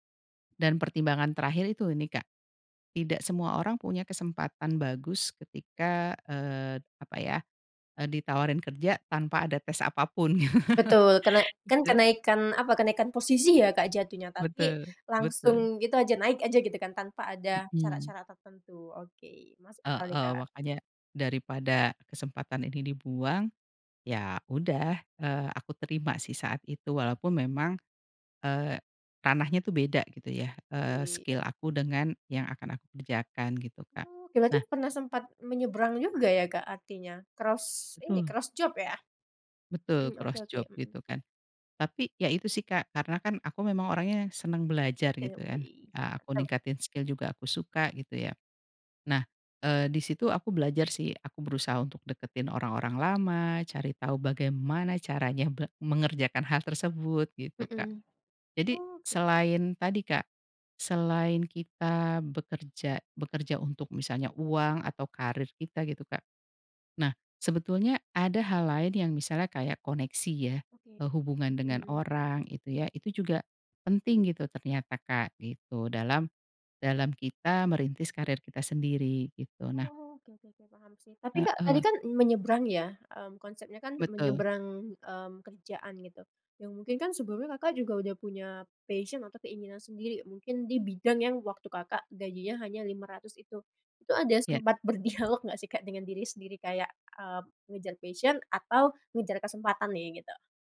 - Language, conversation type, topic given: Indonesian, podcast, Kalau boleh jujur, apa yang kamu cari dari pekerjaan?
- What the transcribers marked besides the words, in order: chuckle; in English: "skill"; in English: "cross"; in English: "cross job"; in English: "cross job"; in English: "skill"; in English: "passion"; laughing while speaking: "berdialog"; in English: "passion"